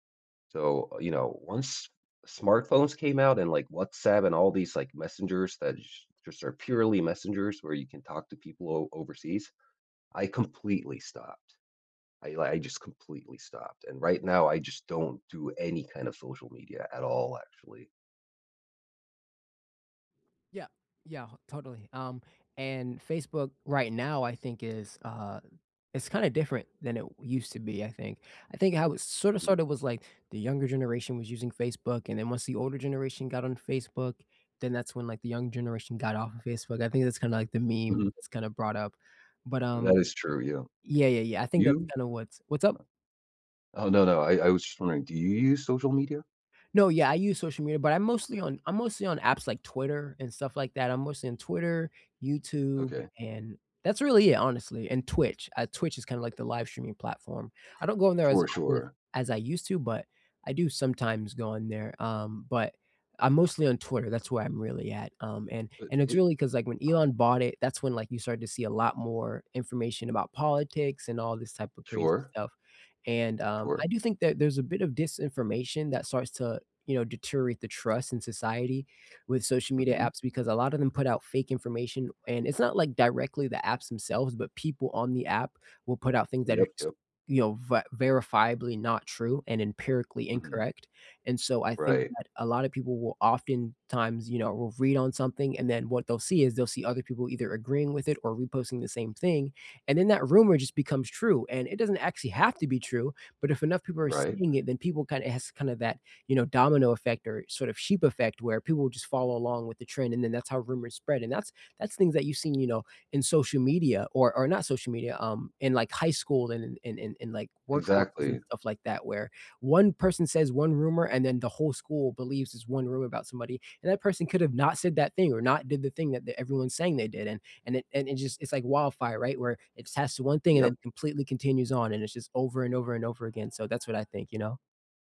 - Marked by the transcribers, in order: other background noise; tapping; alarm
- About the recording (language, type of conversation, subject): English, unstructured, Do you think people today trust each other less than they used to?